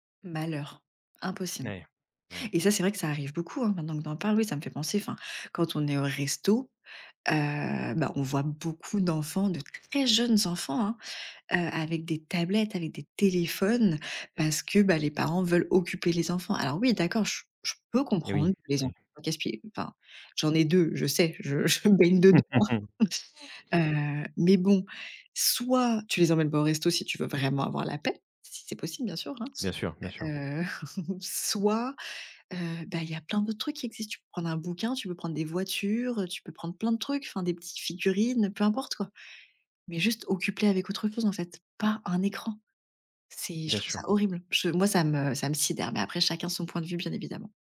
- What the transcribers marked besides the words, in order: laughing while speaking: "je baigne dedans"; chuckle; chuckle
- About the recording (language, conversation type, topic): French, podcast, Comment la technologie transforme-t-elle les liens entre grands-parents et petits-enfants ?